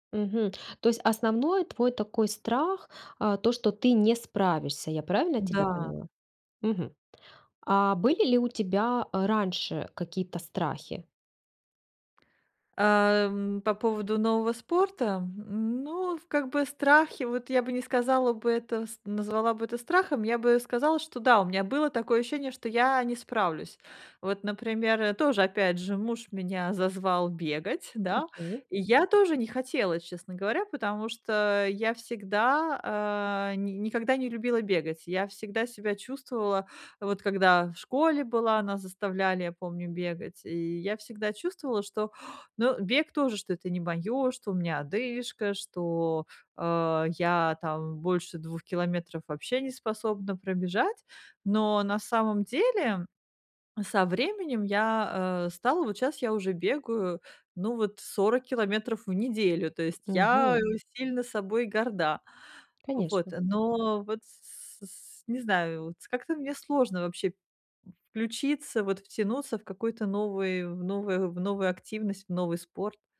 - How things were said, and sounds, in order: sigh
- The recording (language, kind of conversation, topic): Russian, advice, Как мне справиться со страхом пробовать новые хобби и занятия?